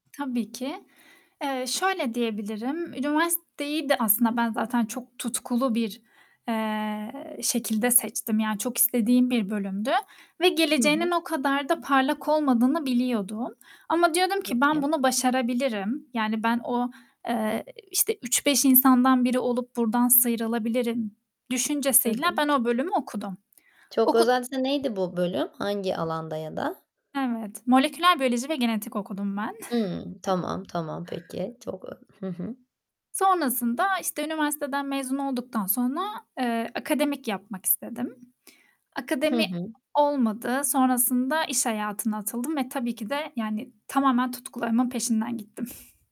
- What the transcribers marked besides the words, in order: tapping; other background noise; chuckle
- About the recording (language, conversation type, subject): Turkish, podcast, İş seçerken seni daha çok tutkun mu yoksa güven mi etkiler?